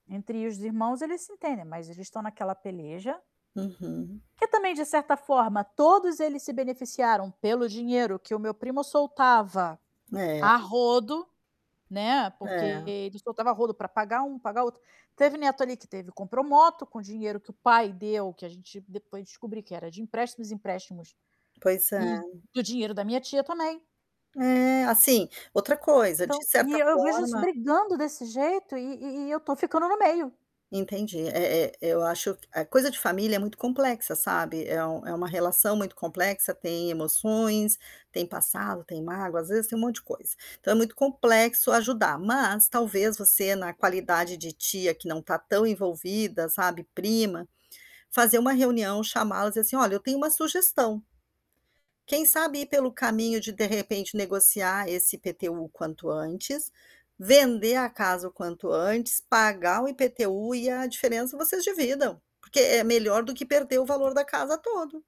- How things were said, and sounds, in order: static; other background noise; distorted speech; tapping
- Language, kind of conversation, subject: Portuguese, advice, Como resolver uma briga entre familiares por dinheiro ou por empréstimos não pagos?